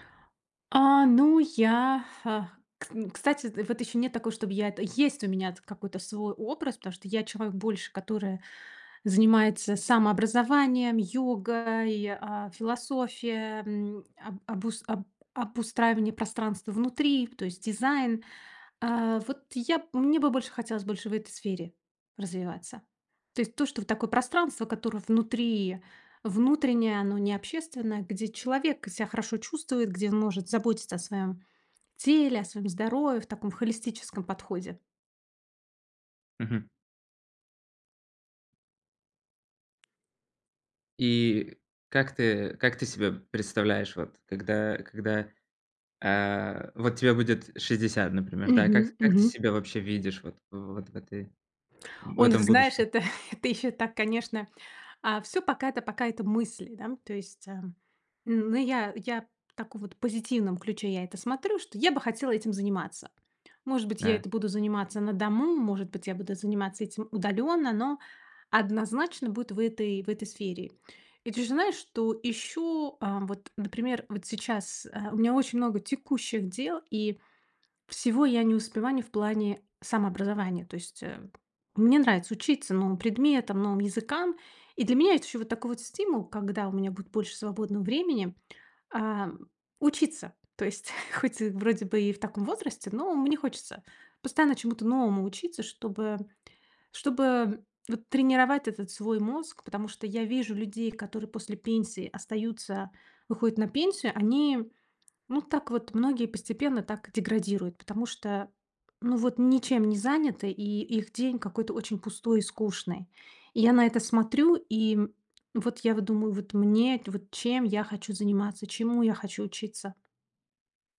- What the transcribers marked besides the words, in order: tapping; chuckle; "успеваю" said as "успеване"; other background noise; laughing while speaking: "хоть"
- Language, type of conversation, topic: Russian, advice, Как мне справиться с неопределённостью в быстро меняющемся мире?